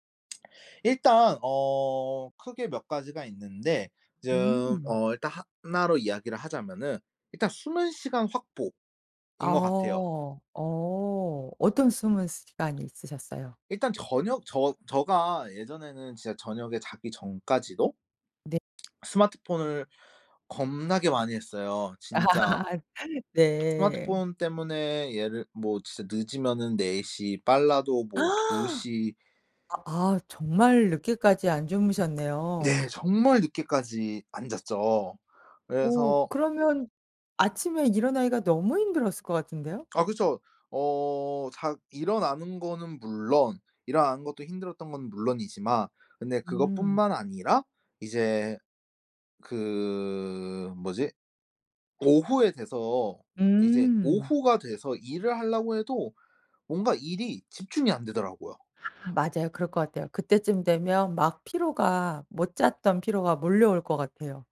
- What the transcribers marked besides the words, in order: lip smack; other background noise; lip smack; laugh; gasp
- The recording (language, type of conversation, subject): Korean, podcast, 칼퇴근을 지키려면 어떤 습관이 필요할까요?